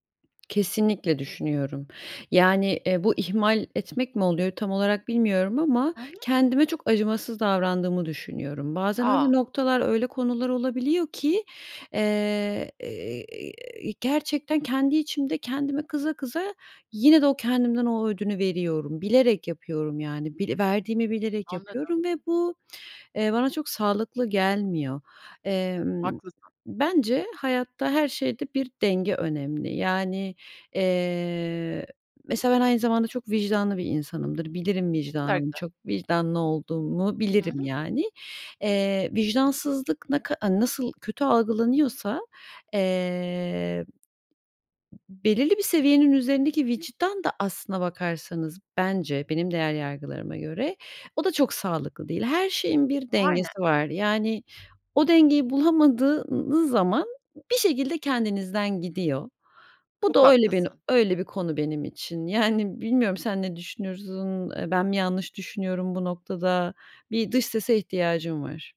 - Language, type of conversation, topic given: Turkish, advice, Herkesi memnun etmeye çalışırken neden sınır koymakta zorlanıyorum?
- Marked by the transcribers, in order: tapping; other background noise